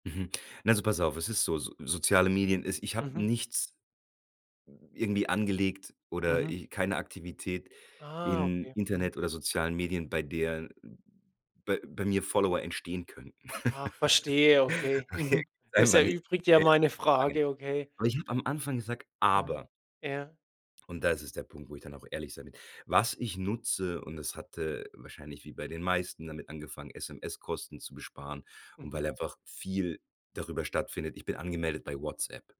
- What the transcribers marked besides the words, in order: laugh; laughing while speaking: "Okay, nicht"; unintelligible speech; stressed: "aber"
- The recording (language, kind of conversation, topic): German, podcast, Hand aufs Herz, wie wichtig sind dir Likes und Follower?